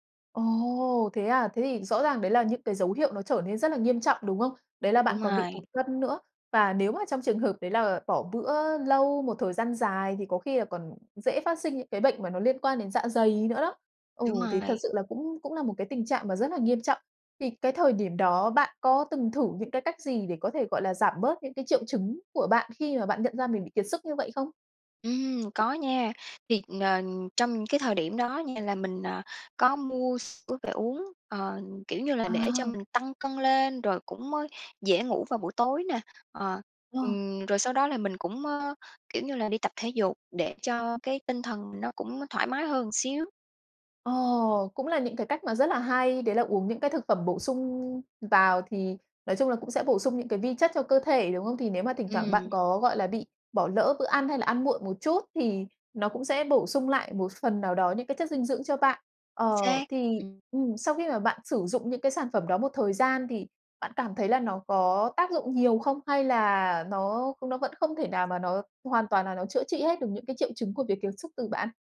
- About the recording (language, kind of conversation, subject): Vietnamese, podcast, Bạn nhận ra mình sắp kiệt sức vì công việc sớm nhất bằng cách nào?
- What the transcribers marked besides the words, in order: tapping; other background noise